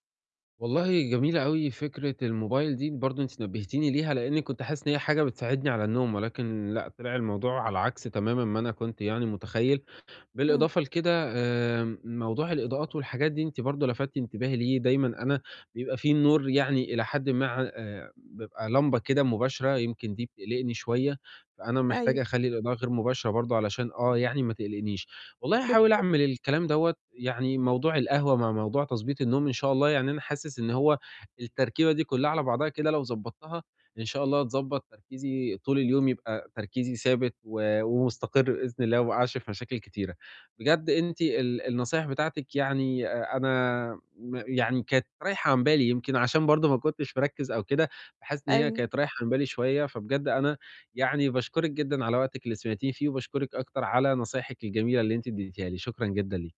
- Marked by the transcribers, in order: distorted speech; tapping
- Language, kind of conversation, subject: Arabic, advice, إزاي أقدر أحافظ على تركيز ثابت طول اليوم وأنا بشتغل؟